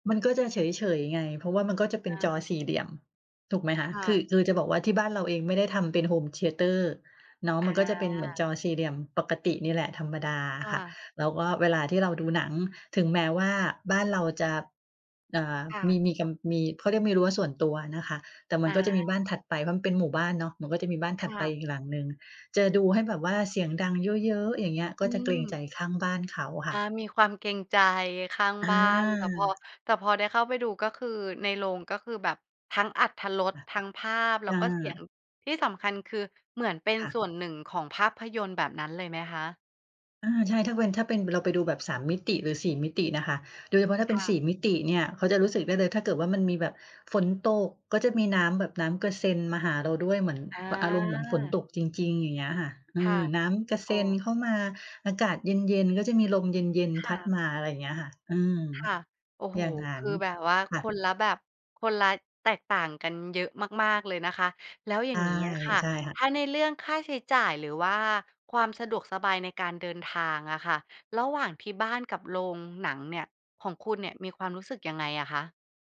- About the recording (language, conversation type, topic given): Thai, podcast, การดูหนังในโรงกับดูที่บ้านต่างกันยังไงสำหรับคุณ?
- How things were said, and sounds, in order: none